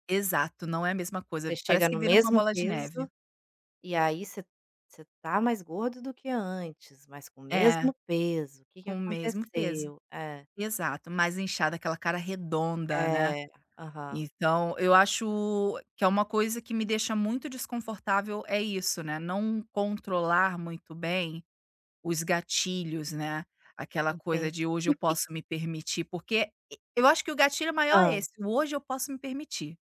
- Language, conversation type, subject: Portuguese, advice, Como você lida com uma recaída em hábitos antigos após já ter feito progressos, como voltar a comer mal ou a fumar?
- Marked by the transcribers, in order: none